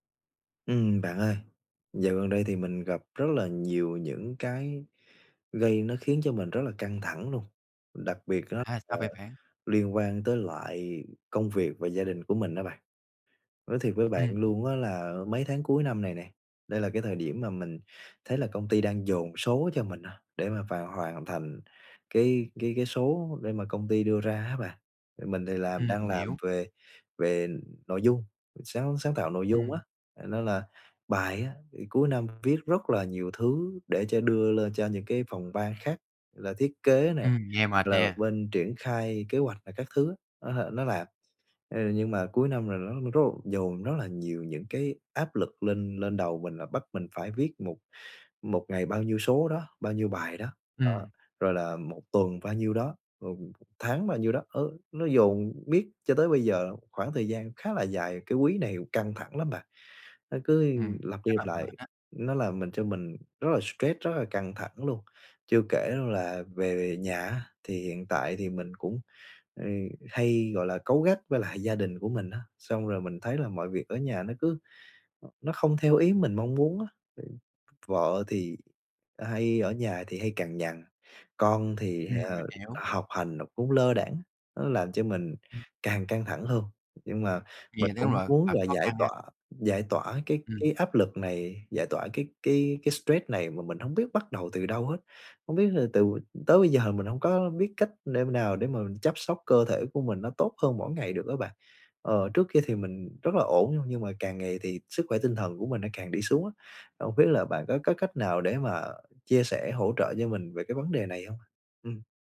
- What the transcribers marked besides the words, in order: background speech; other background noise
- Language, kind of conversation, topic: Vietnamese, advice, Làm sao bạn có thể giảm căng thẳng hằng ngày bằng thói quen chăm sóc bản thân?